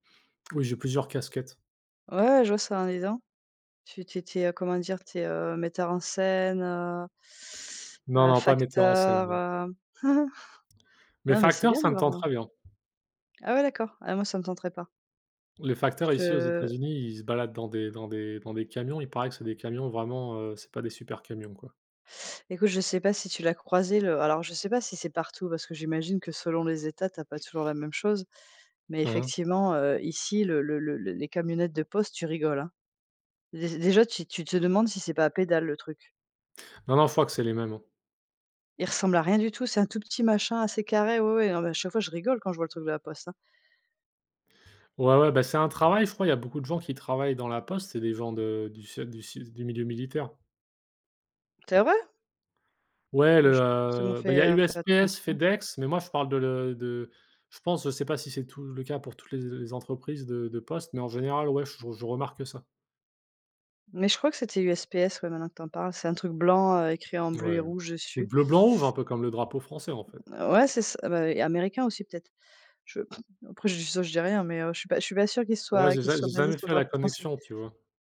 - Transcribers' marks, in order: laugh; unintelligible speech; other background noise; chuckle
- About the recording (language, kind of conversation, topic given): French, unstructured, Préférez-vous travailler sur smartphone ou sur ordinateur ?